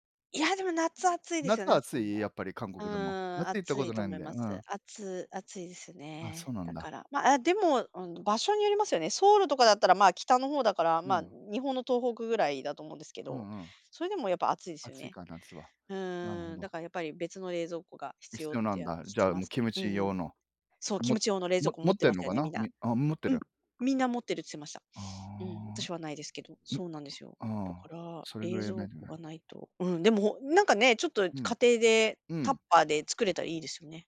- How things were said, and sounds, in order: other background noise
- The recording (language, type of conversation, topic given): Japanese, unstructured, 家でよく作る料理は何ですか？
- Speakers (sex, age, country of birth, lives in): female, 45-49, Japan, Japan; male, 50-54, Japan, Japan